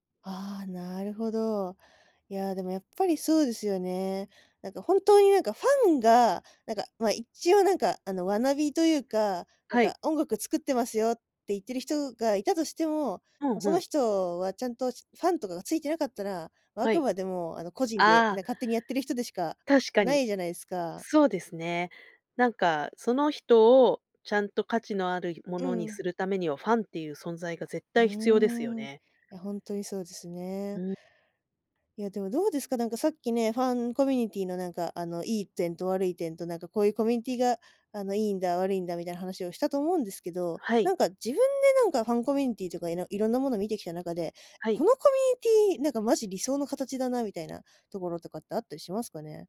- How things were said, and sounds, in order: other background noise
- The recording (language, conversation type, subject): Japanese, podcast, ファンコミュニティの力、どう捉えていますか？